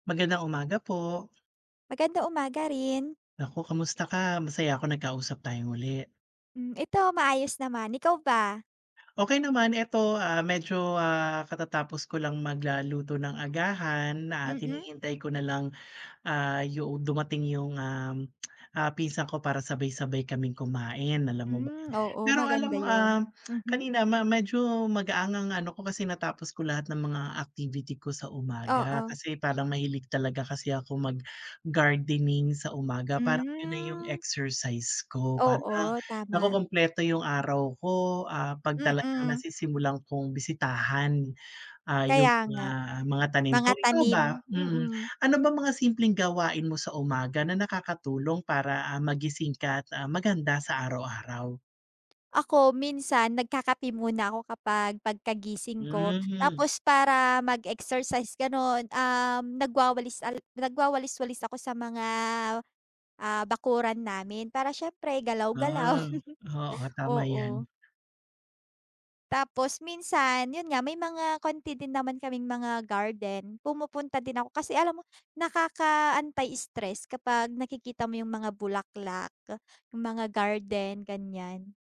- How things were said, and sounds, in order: tsk; tsk; drawn out: "Hmm"; laugh
- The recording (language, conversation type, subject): Filipino, unstructured, Paano mo sinisimulan ang araw para manatiling masigla?